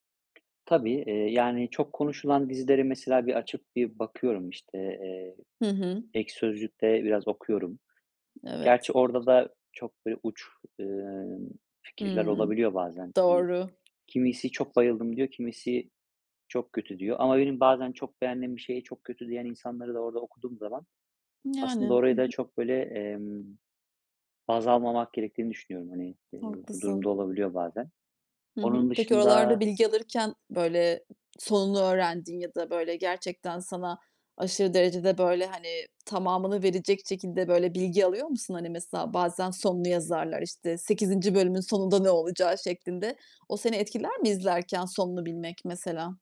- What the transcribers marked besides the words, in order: tapping; other background noise; background speech
- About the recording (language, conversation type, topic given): Turkish, podcast, Sence dizi izleme alışkanlıklarımız zaman içinde nasıl değişti?